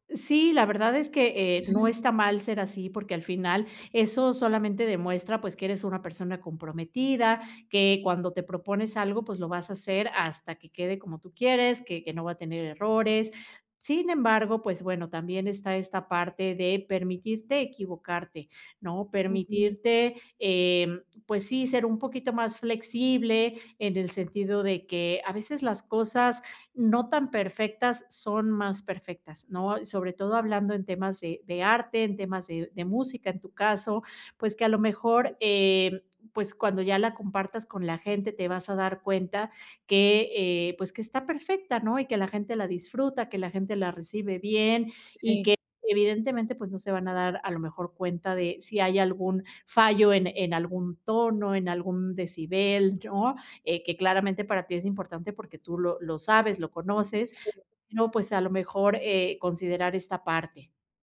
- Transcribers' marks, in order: none
- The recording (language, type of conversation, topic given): Spanish, advice, ¿Por qué sigo repitiendo un patrón de autocrítica por cosas pequeñas?